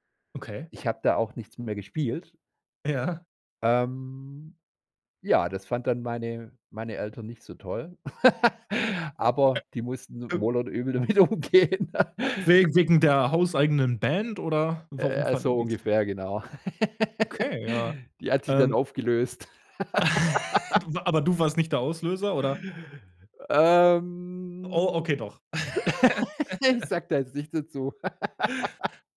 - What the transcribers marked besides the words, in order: laughing while speaking: "Ja"; laugh; other noise; laughing while speaking: "umgehen"; chuckle; laugh; laugh; laugh; laugh; laugh
- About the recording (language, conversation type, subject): German, podcast, Welche Familienrituale sind dir als Kind besonders im Kopf geblieben?